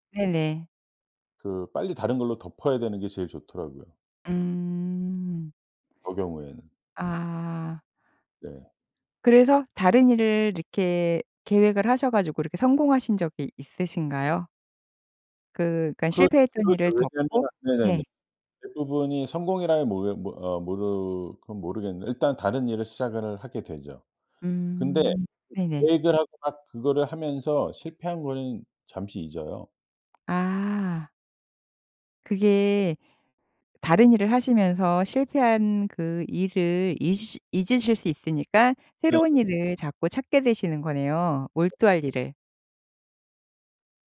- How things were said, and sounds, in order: other background noise
- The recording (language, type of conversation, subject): Korean, podcast, 실패로 인한 죄책감은 어떻게 다스리나요?